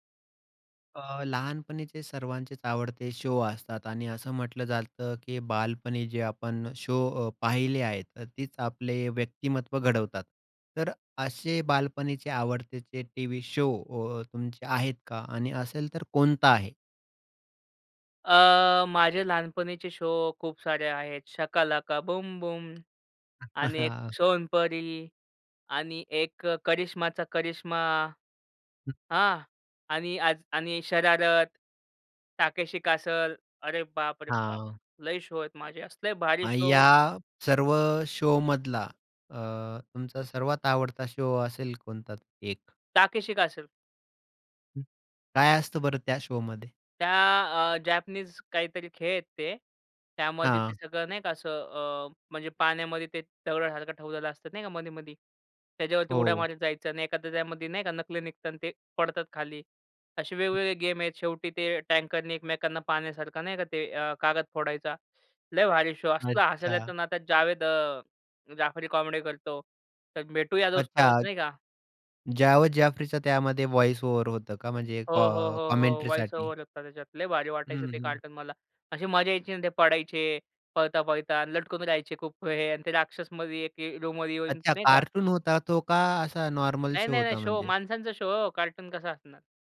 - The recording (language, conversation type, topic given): Marathi, podcast, बालपणी तुमचा आवडता दूरदर्शनवरील कार्यक्रम कोणता होता?
- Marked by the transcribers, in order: chuckle; tapping; "ताकेशी" said as "टाकेशी"; "ताकेशी" said as "टाकेशी"; in English: "कॉमेडी"; in English: "व्हाईस ओव्हर"; in English: "कॉमेंट्रीसाठी?"; in English: "वॉईस ओव्हर"; in English: "रूममध्ये"; in English: "नॉर्मल शो"